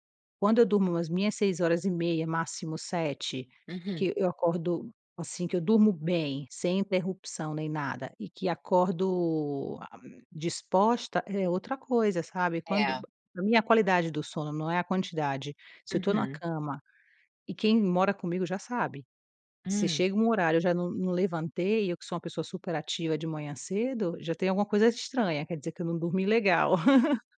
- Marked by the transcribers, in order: other noise; chuckle
- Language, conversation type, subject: Portuguese, podcast, Que papel o sono desempenha na cura, na sua experiência?